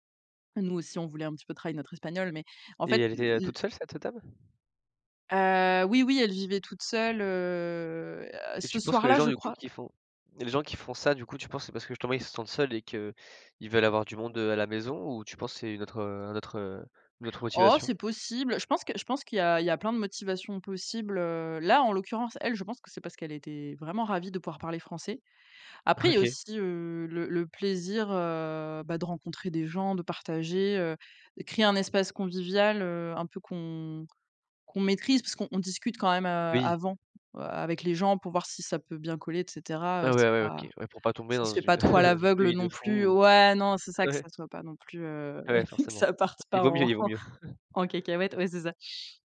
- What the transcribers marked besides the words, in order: drawn out: "heu"; chuckle; chuckle; laughing while speaking: "en"; chuckle
- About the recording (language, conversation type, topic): French, podcast, Te souviens-tu d’un voyage qui t’a vraiment marqué ?